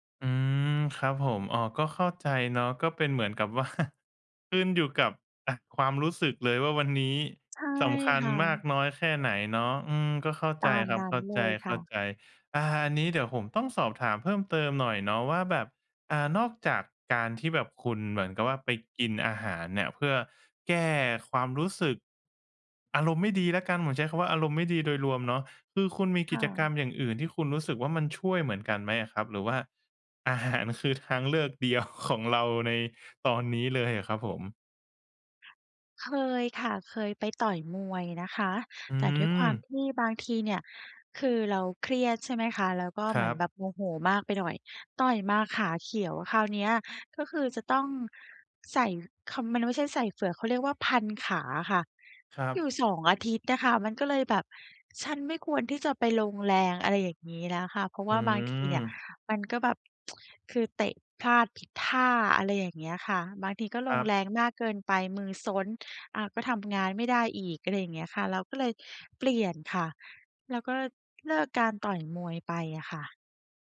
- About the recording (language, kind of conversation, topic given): Thai, advice, จะรับมือกับความหิวและความอยากกินที่เกิดจากความเครียดได้อย่างไร?
- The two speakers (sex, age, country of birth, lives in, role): female, 35-39, Thailand, Thailand, user; male, 25-29, Thailand, Thailand, advisor
- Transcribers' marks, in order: laughing while speaking: "ว่า"; chuckle; laughing while speaking: "ของเรา"; tsk